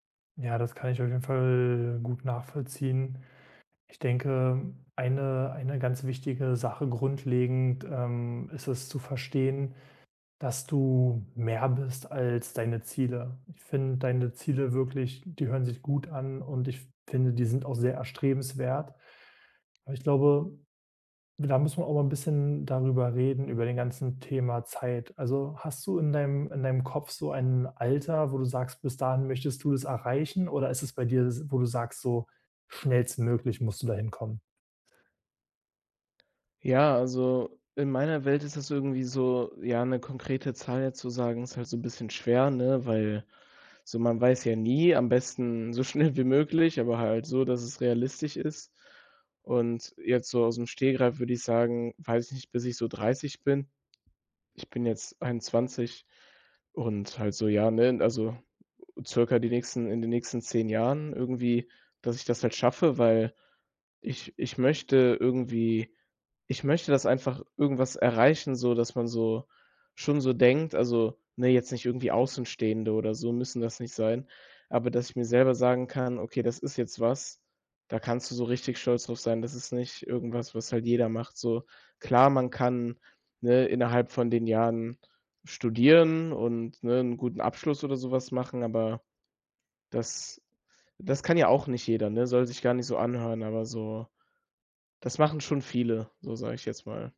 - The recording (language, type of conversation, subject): German, advice, Wie finde ich meinen Selbstwert unabhängig von Leistung, wenn ich mich stark über die Arbeit definiere?
- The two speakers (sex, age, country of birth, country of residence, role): male, 18-19, Germany, Germany, user; male, 25-29, Germany, Germany, advisor
- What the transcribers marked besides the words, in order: drawn out: "Fall"; other background noise; other noise